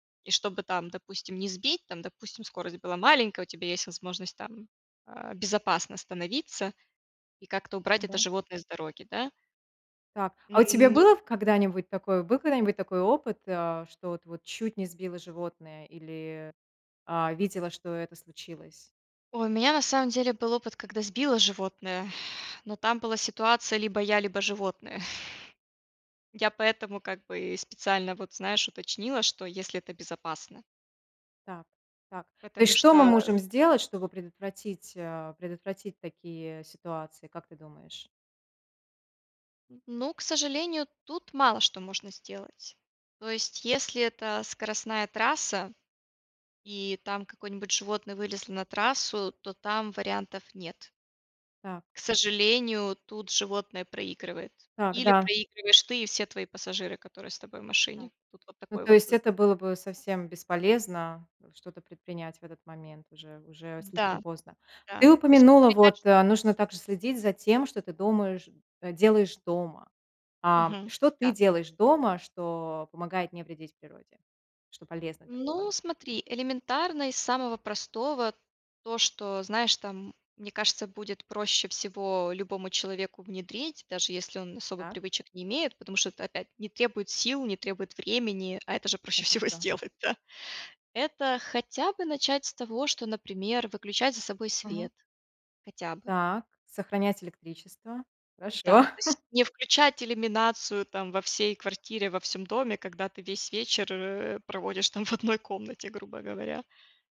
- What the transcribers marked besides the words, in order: tapping; exhale; chuckle; unintelligible speech; other background noise; laughing while speaking: "а это же проще всего сделать, да"; chuckle; laughing while speaking: "там в одной комнате"
- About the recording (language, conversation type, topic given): Russian, podcast, Какие простые привычки помогают не вредить природе?